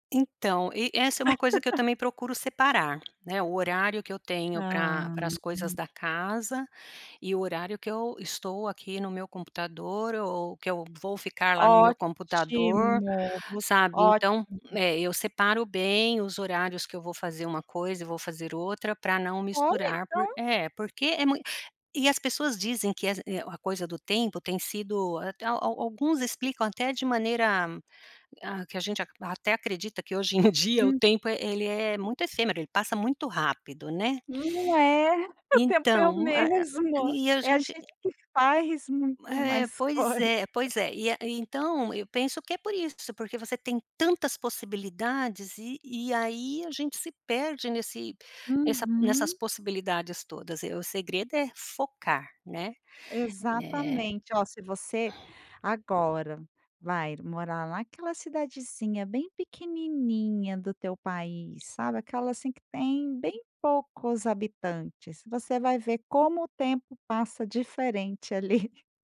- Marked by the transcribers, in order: laugh; unintelligible speech; tapping; chuckle
- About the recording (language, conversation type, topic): Portuguese, podcast, Como você percebe que está sobrecarregado de informação?